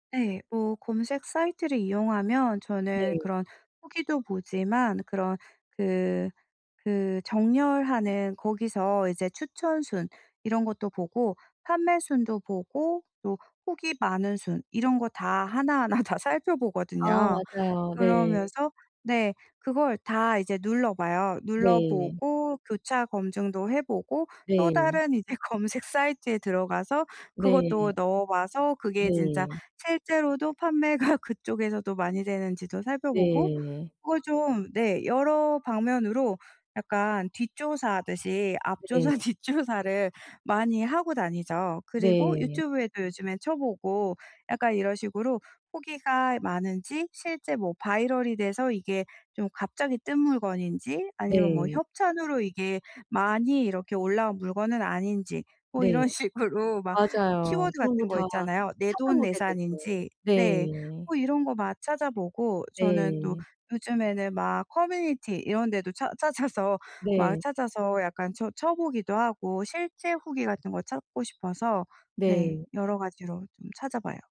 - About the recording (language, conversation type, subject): Korean, advice, 쇼핑할 때 무엇을 살지 쉽게 결정하려면 어떻게 해야 하나요?
- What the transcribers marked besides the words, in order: tapping; laughing while speaking: "이제"; laughing while speaking: "판매가"; laughing while speaking: "앞조사, 뒷조사를"; laughing while speaking: "식으로"